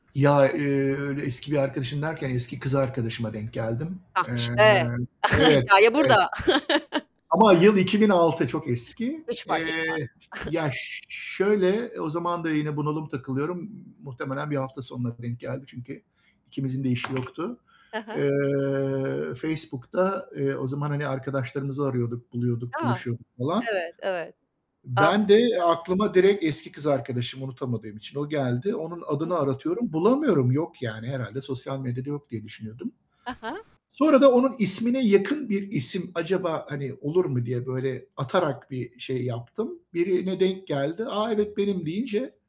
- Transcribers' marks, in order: chuckle; other background noise; chuckle; tapping; distorted speech; static
- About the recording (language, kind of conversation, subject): Turkish, podcast, Hafta sonlarını genelde nasıl geçirirsin?